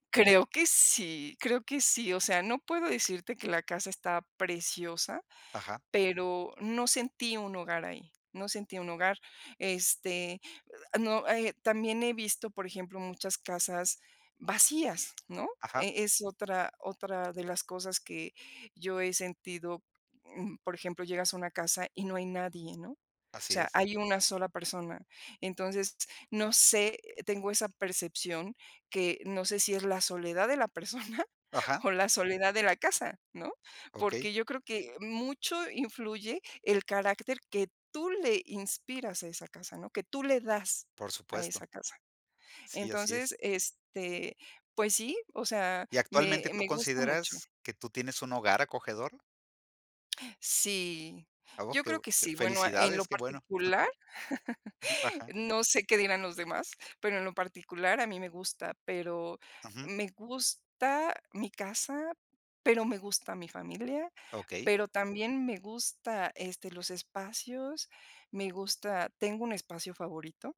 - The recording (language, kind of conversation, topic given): Spanish, podcast, ¿Qué haces para que tu hogar se sienta acogedor?
- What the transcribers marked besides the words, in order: chuckle; laugh